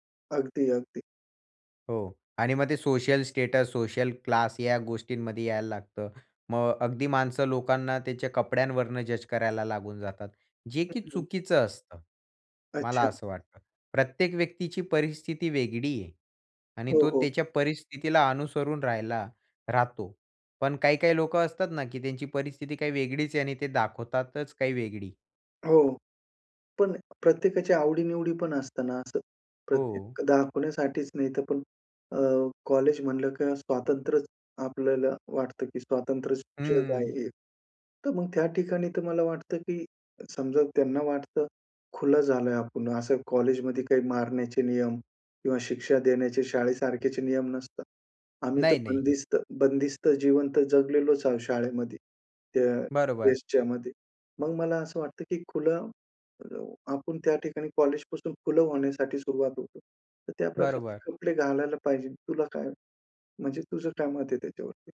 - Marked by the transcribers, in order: in English: "सोशल स्टेटस, सोशल क्लास"; other noise; other background noise
- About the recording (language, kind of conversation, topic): Marathi, podcast, शाळा किंवा महाविद्यालयातील पोशाख नियमांमुळे तुमच्या स्वतःच्या शैलीवर कसा परिणाम झाला?